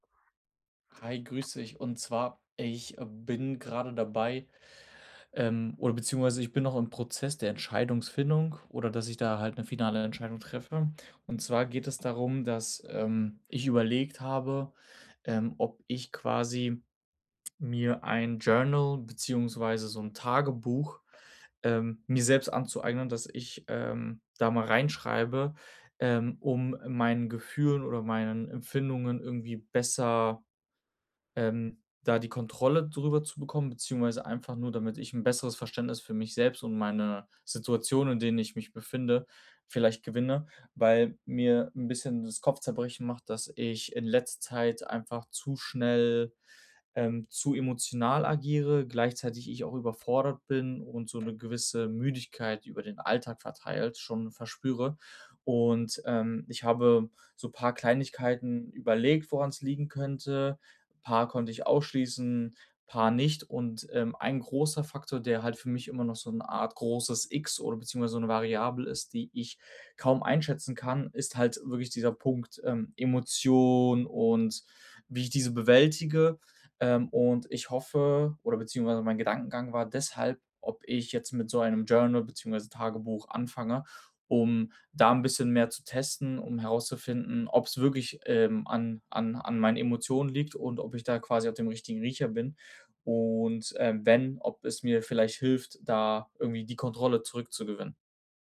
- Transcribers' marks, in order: other background noise; tapping
- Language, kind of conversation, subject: German, advice, Wie kann mir ein Tagebuch beim Reflektieren helfen?